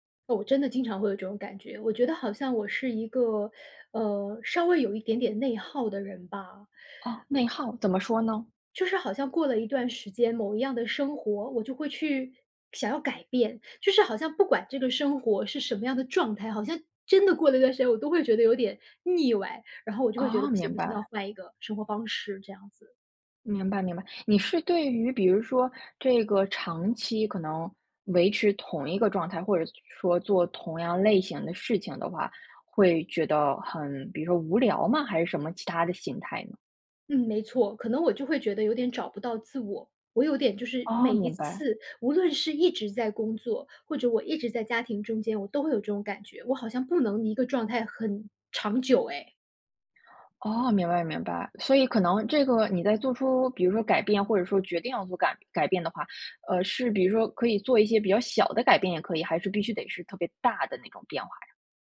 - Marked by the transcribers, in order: other background noise
- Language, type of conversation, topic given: Chinese, podcast, 什么事情会让你觉得自己必须改变？